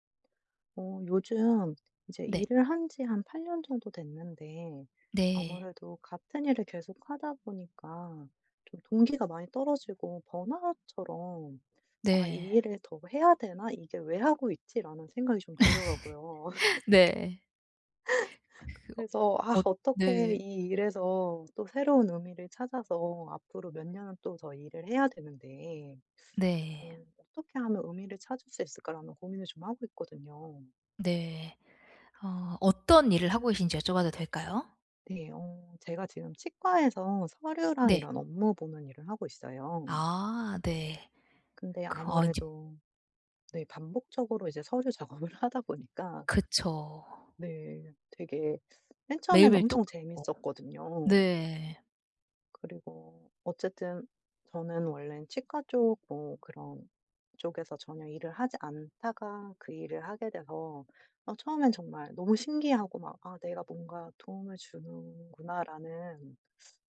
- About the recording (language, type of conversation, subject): Korean, advice, 반복적인 업무 때문에 동기가 떨어질 때, 어떻게 일에서 의미를 찾을 수 있을까요?
- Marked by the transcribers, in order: tapping; laugh